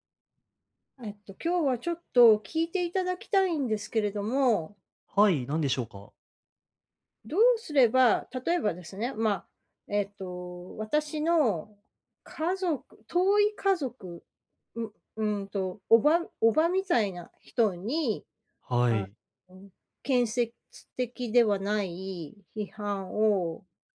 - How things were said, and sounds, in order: none
- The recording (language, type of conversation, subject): Japanese, advice, 建設的でない批判から自尊心を健全かつ効果的に守るにはどうすればよいですか？